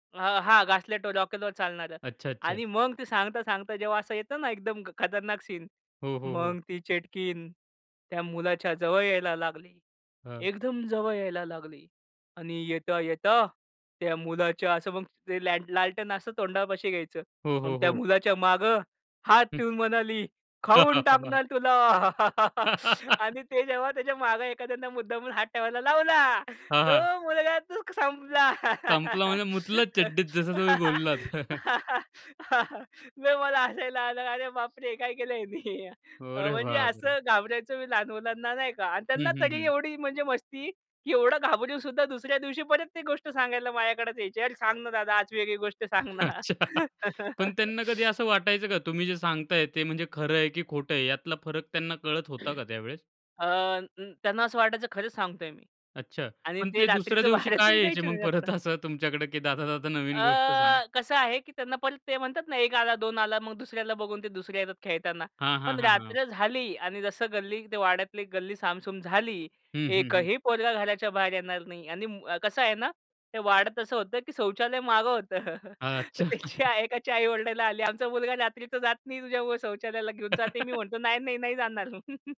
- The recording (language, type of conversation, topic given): Marathi, podcast, तुम्ही लहान मुलांना रात्रीची गोष्ट कशी सांगता?
- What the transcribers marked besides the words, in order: put-on voice: "मग ती चेटकीन त्या मुलाच्या … त्या मुलाच्या असं"; laugh; put-on voice: "खाऊन टाकणार तुला"; laugh; other background noise; anticipating: "जेव्हा त्याच्या मागे एखाद्यानं मुद्दामून हात ठेवायला लावला, तो मुलगा तो संपला"; laugh; laughing while speaking: "अरे बापरे! हे काय केलं ह्यानी"; chuckle; laugh; laugh; laughing while speaking: "बाहेरच निघायचे नाही जास्त"; laughing while speaking: "परत असं तुमच्याकडे की दादा, दादा नवीन गोष्ट सांग?"; chuckle; laughing while speaking: "एकाच्या आई ओरडायला आली, आमचा … घेऊन जाते मी"; chuckle; tapping; laugh; chuckle